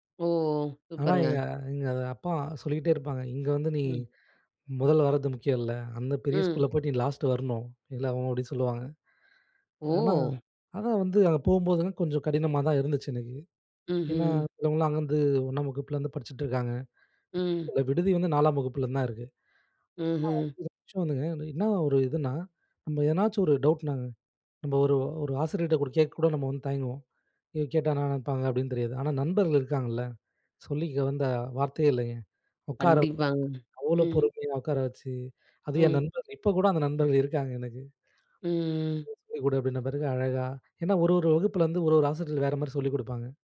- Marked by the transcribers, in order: tapping; laughing while speaking: "அவ்ளோ பொறுமையா உட்கார வச்சு அது … அப்பிடின பிறகு அழகா"; drawn out: "ம்"
- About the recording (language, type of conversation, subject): Tamil, podcast, பள்ளிக்கால நினைவில் உனக்கு மிகப்பெரிய பாடம் என்ன?